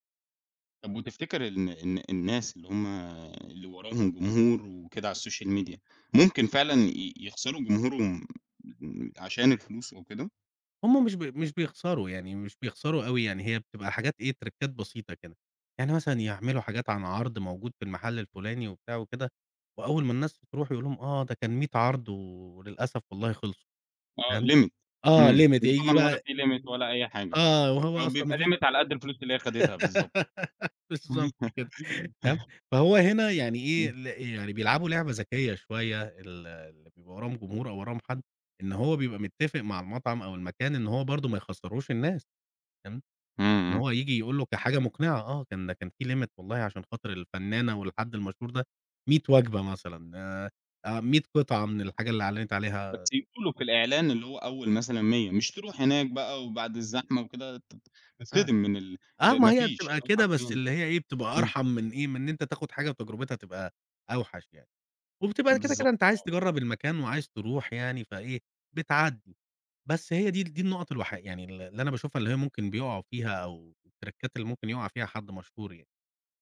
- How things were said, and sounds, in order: in English: "الsocial media"; in English: "تريكّات"; in English: "limit"; in English: "limit"; in English: "limit"; giggle; laughing while speaking: "بالضبط كده"; in English: "limit"; laugh; in English: "limit"; in English: "التريكّات"
- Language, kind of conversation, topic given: Arabic, podcast, إزاي السوشيال ميديا غيّرت طريقتك في اكتشاف حاجات جديدة؟